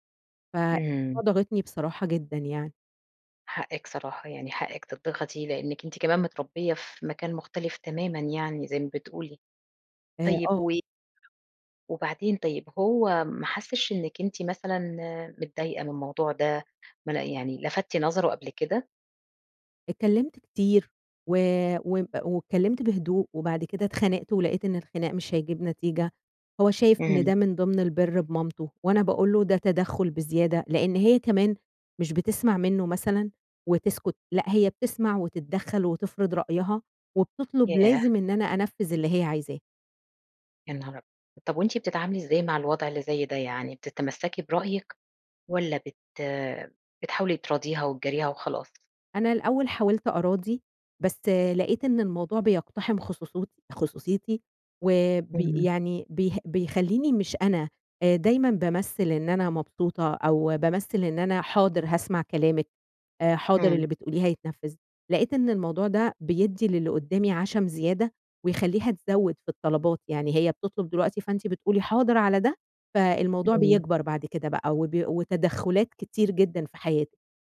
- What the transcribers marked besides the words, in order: unintelligible speech; tapping; "خصوصيتي-" said as "خصوصوت"
- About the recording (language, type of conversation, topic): Arabic, advice, إزاي ضغوط العيلة عشان أمشي مع التقاليد بتخلّيني مش عارفة أكون على طبيعتي؟